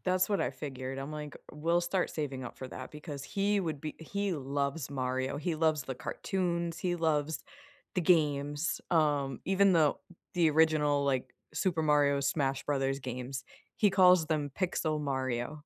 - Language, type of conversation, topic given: English, unstructured, Which TV show would you binge-watch with a friend this weekend to have fun and feel more connected?
- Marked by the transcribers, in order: tapping